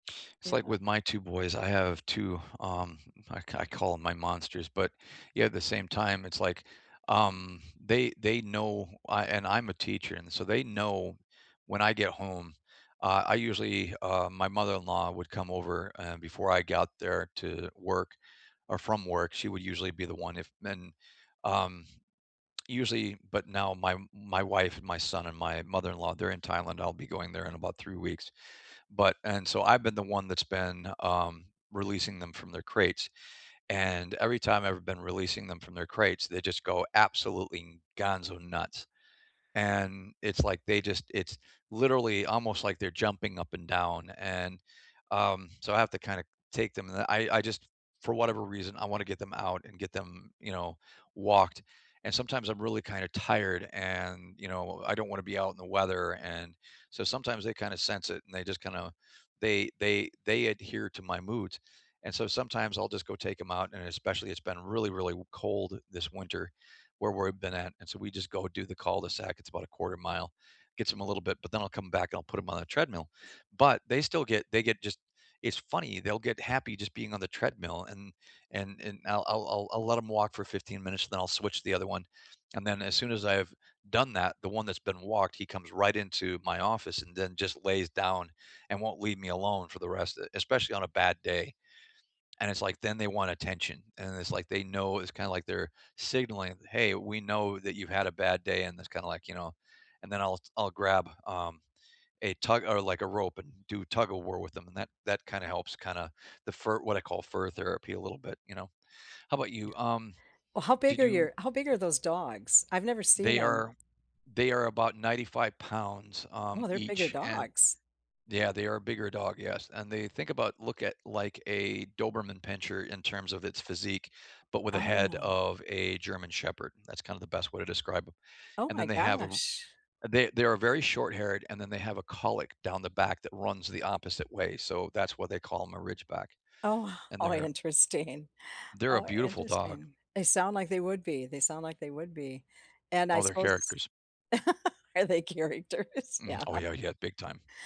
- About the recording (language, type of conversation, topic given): English, unstructured, How do animals show that they understand human emotions?
- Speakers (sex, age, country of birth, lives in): female, 70-74, United States, United States; male, 50-54, United States, United States
- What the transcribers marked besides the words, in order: tapping; tongue click; "we've" said as "were've"; other noise; "cowlick" said as "colic"; laughing while speaking: "Oh, how interesting"; chuckle; laughing while speaking: "Are they characters, yeah"